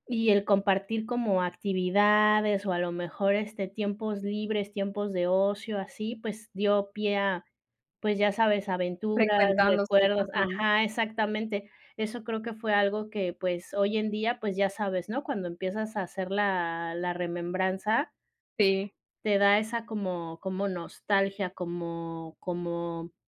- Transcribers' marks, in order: none
- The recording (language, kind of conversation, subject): Spanish, unstructured, ¿Cómo compartir recuerdos puede fortalecer una amistad?